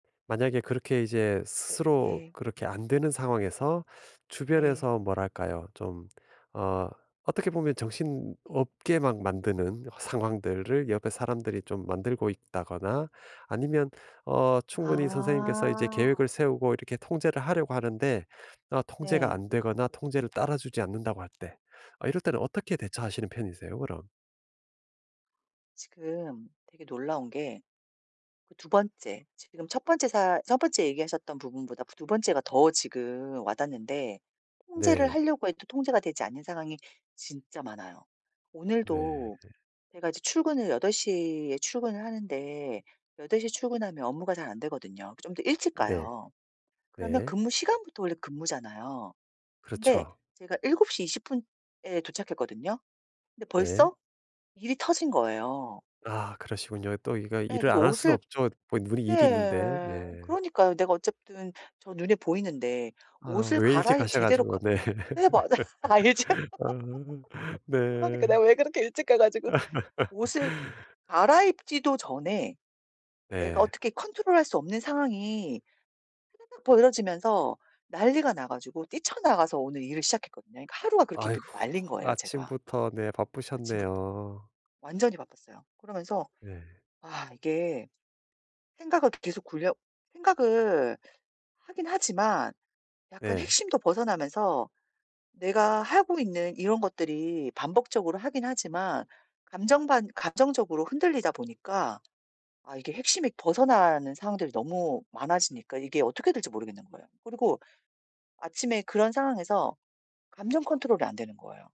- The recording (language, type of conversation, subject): Korean, advice, 생각을 분리해 관찰하면 감정 반응을 줄일 수 있을까요?
- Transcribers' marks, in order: tapping; laughing while speaking: "맞아요. 알죠?"; laugh; laughing while speaking: "네. 아"; laugh; other background noise